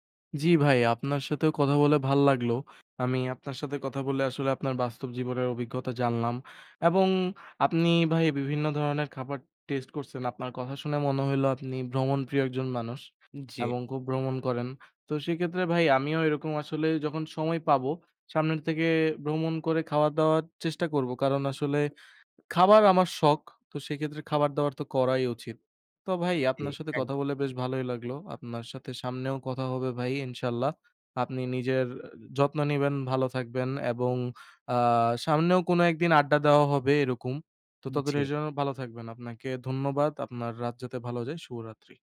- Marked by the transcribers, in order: none
- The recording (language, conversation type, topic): Bengali, unstructured, কোন খাবারটি আপনার স্মৃতিতে বিশেষ স্থান করে নিয়েছে?